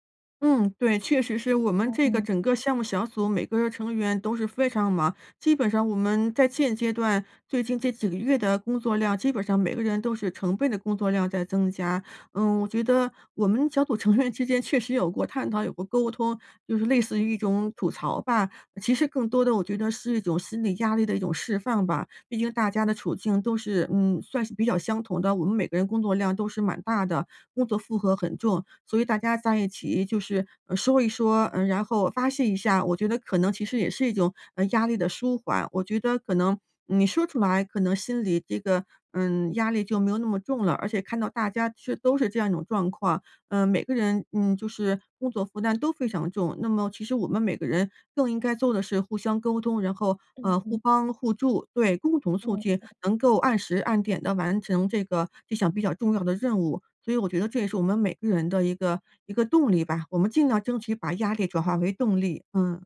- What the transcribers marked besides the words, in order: other background noise
- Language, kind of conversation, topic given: Chinese, advice, 为什么我睡醒后仍然感到疲惫、没有精神？